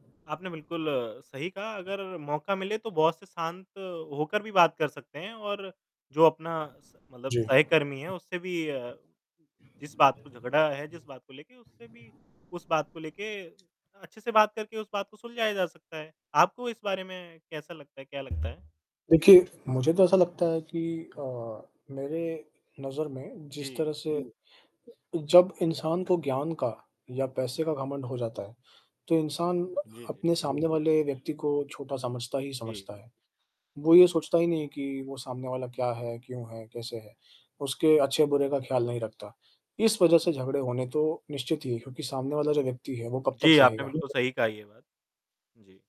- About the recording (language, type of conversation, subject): Hindi, unstructured, क्या आपको लगता है कि झगड़े हमारे रिश्तों को खराब करते हैं या सुधारते हैं?
- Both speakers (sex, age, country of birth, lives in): male, 25-29, India, India; male, 25-29, India, India
- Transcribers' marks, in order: in English: "बॉस"; distorted speech; other background noise; unintelligible speech